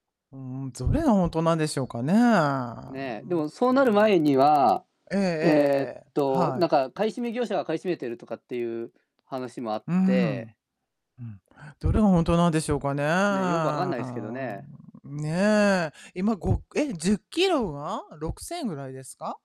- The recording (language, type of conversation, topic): Japanese, unstructured, 好きな食べ物は何ですか？理由も教えてください。
- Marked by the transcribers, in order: distorted speech; other background noise